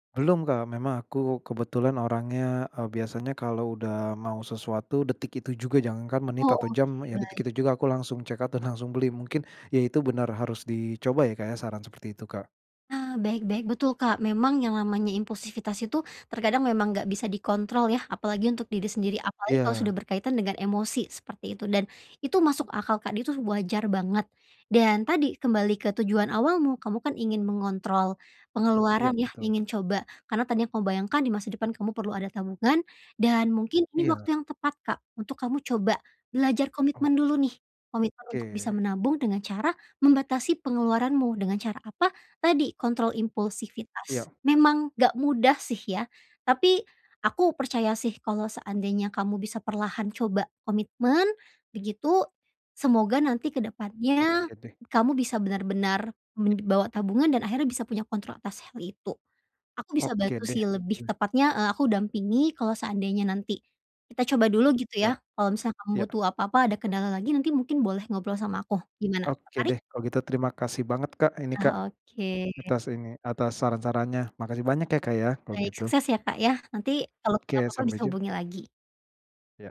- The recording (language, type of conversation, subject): Indonesian, advice, Bagaimana banyaknya aplikasi atau situs belanja memengaruhi kebiasaan belanja dan pengeluaran saya?
- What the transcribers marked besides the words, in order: in English: "checkout"; other background noise; tapping